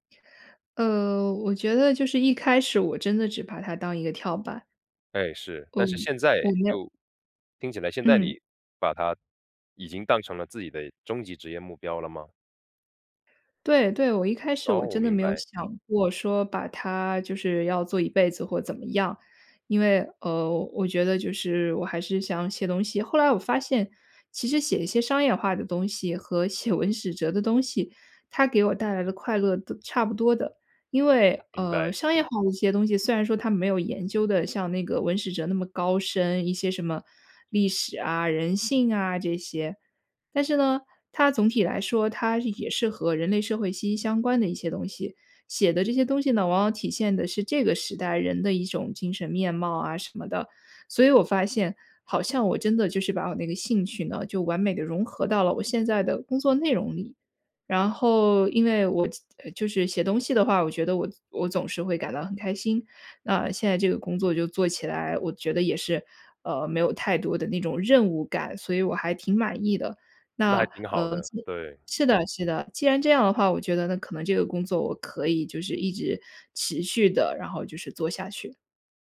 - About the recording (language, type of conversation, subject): Chinese, podcast, 你觉得人生目标和职业目标应该一致吗？
- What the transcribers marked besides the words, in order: laughing while speaking: "写"; other background noise